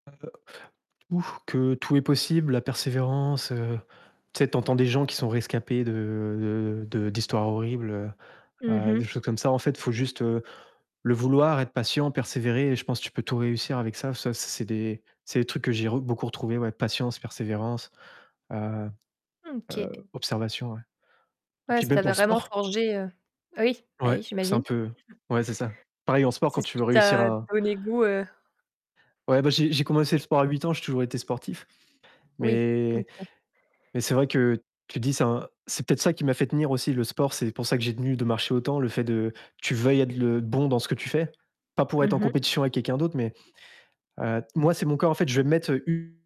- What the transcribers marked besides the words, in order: distorted speech; tapping; chuckle
- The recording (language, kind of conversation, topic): French, podcast, Peux-tu raconter un voyage qui a changé ta vie ?